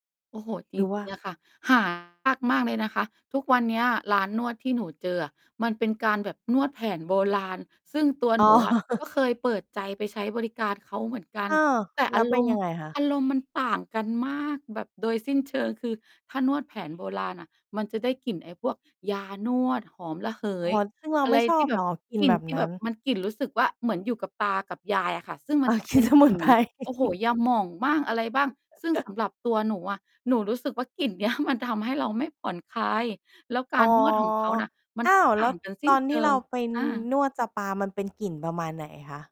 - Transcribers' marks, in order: distorted speech; chuckle; laughing while speaking: "กลิ่นสมุนไพร"; chuckle; laughing while speaking: "เนี้ย"
- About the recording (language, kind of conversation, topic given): Thai, podcast, มีงานอดิเรกอะไรที่คุณอยากกลับไปทำอีกครั้ง แล้วอยากเล่าให้ฟังไหม?